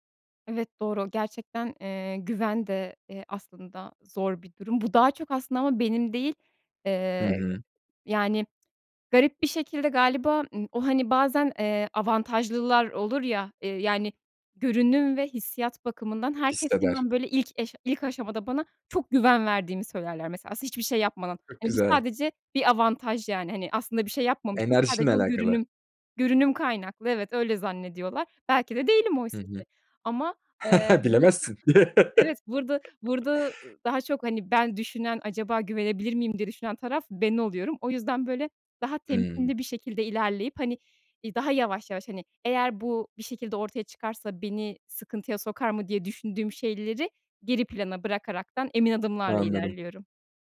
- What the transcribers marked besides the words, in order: chuckle; laugh
- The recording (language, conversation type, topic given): Turkish, podcast, İnsanlarla bağ kurmak için hangi adımları önerirsin?